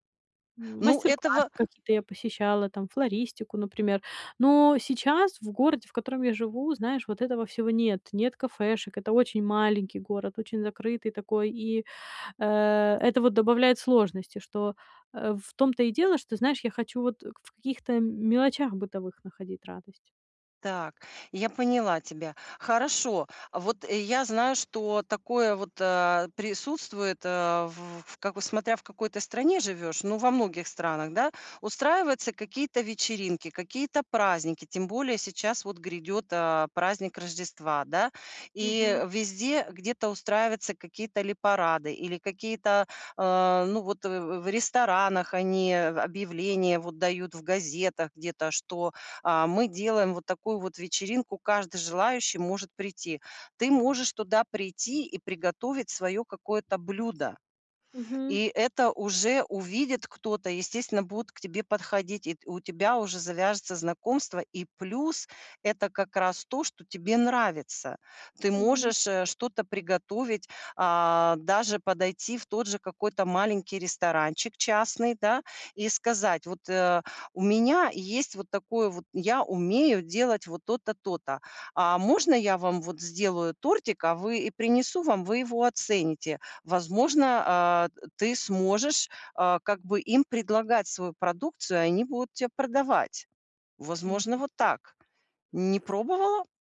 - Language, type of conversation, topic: Russian, advice, Как мне снова находить радость в простых вещах?
- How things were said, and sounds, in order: alarm; unintelligible speech; other background noise